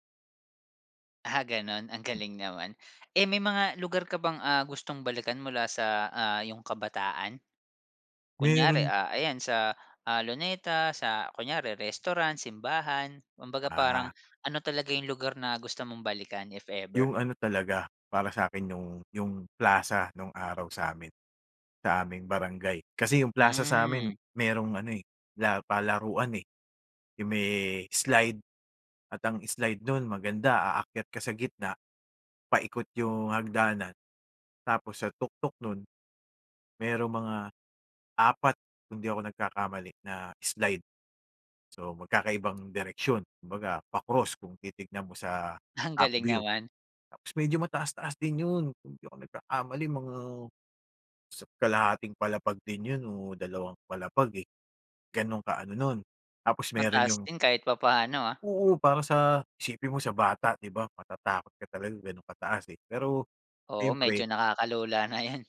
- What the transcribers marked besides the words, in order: none
- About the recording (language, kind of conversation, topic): Filipino, podcast, Ano ang paborito mong alaala noong bata ka pa?